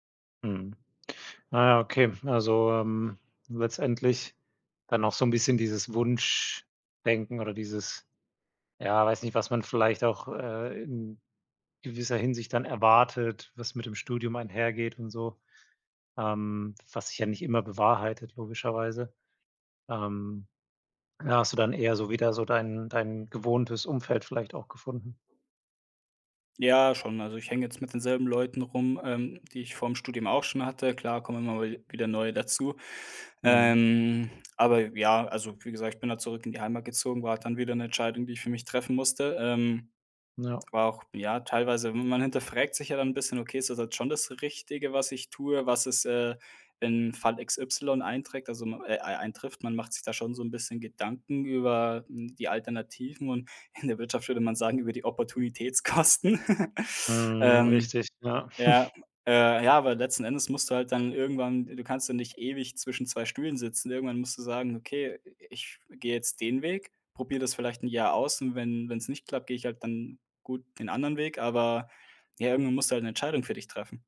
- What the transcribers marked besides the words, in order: "hinterfragt" said as "hinterfrägt"; laughing while speaking: "in"; laughing while speaking: "Opportunitätskosten"; laugh; chuckle
- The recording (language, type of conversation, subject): German, podcast, Wann hast du zum ersten Mal wirklich eine Entscheidung für dich selbst getroffen?